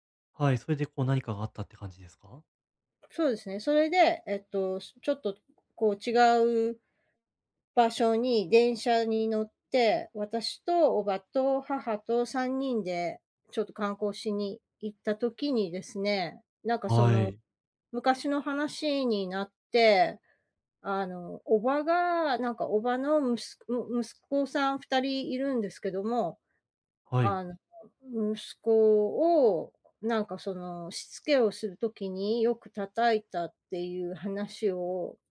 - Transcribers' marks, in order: tapping
- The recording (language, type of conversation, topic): Japanese, advice, 建設的でない批判から自尊心を健全かつ効果的に守るにはどうすればよいですか？